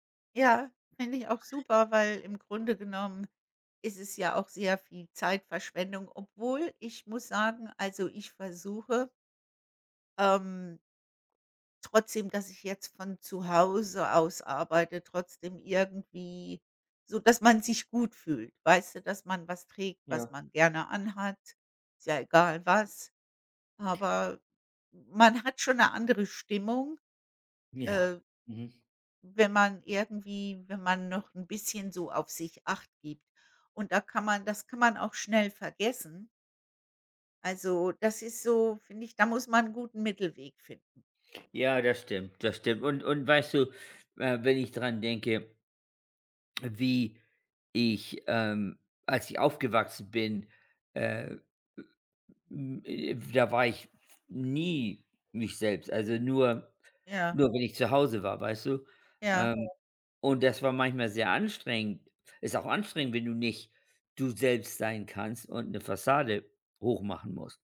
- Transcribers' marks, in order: none
- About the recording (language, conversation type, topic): German, unstructured, Was gibt dir das Gefühl, wirklich du selbst zu sein?